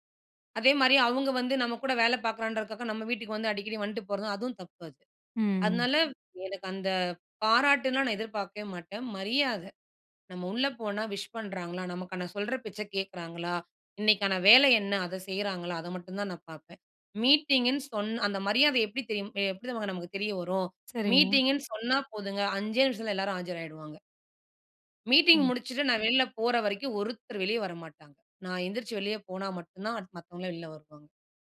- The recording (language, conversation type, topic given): Tamil, podcast, நல்ல தலைவராக இருப்பதற்கு எந்த பண்புகள் முக்கியமானவை என்று நீங்கள் நினைக்கிறீர்கள்?
- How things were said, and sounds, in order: "வந்துட்டு" said as "வன்ட்டு"; "உள்ளே" said as "உள்ள"; in English: "விஷ்"